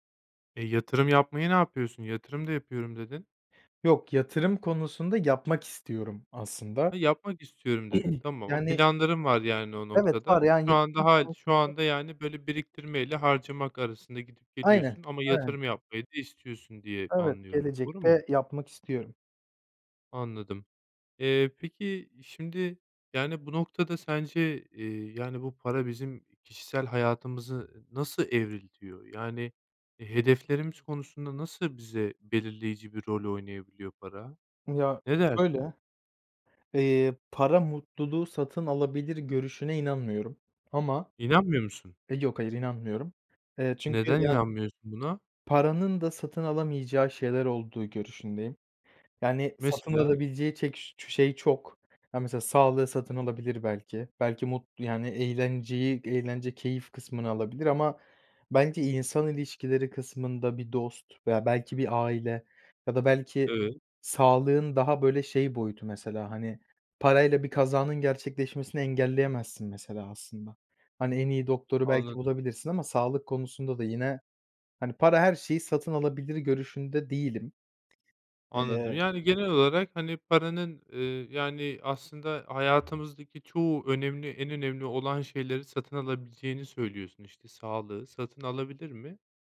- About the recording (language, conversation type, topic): Turkish, podcast, Para biriktirmeyi mi, harcamayı mı yoksa yatırım yapmayı mı tercih edersin?
- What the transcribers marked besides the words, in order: throat clearing; tapping